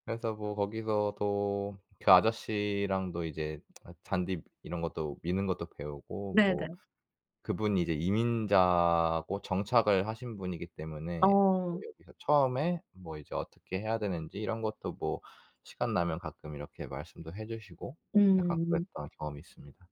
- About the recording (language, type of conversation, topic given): Korean, podcast, 현지에서 도움을 받아 고마웠던 기억이 있나요?
- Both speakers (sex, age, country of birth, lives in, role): female, 35-39, South Korea, South Korea, host; male, 25-29, South Korea, South Korea, guest
- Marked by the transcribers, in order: tsk